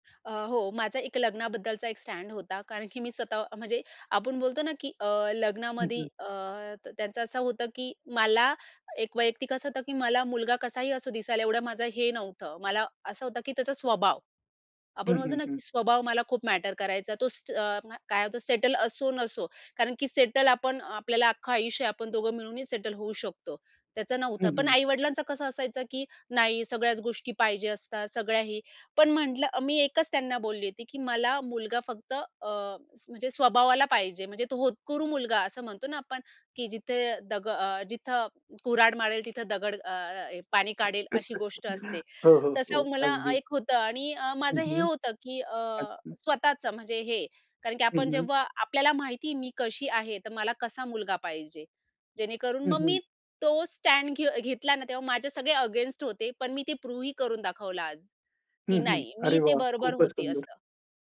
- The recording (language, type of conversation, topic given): Marathi, podcast, तुम्ही स्वतःवर प्रेम करायला कसे शिकलात?
- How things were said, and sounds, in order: other background noise; in English: "स्टॅन्ड"; in English: "सेटल"; in English: "सेटल"; in English: "सेटल"; chuckle; in English: "स्टॅड"; in English: "अगेन्स्ट"; in English: "प्रूव्हही"